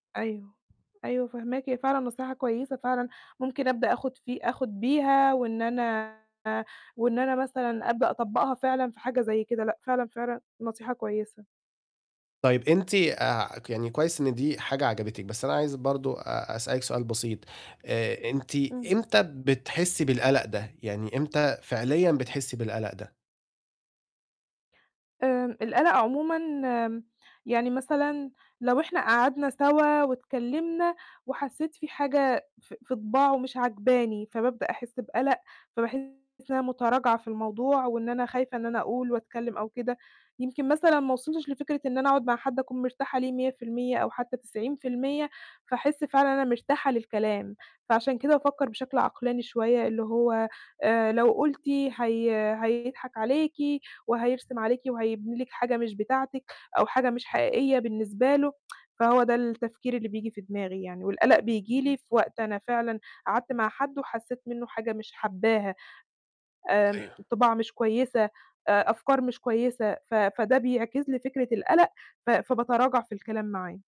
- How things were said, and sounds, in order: distorted speech; tsk; tapping
- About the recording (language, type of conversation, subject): Arabic, advice, إزاي أتعامل مع إحساس عدم اليقين في بداية علاقة رومانسية؟
- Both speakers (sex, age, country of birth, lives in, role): female, 20-24, Egypt, Egypt, user; male, 25-29, Egypt, Egypt, advisor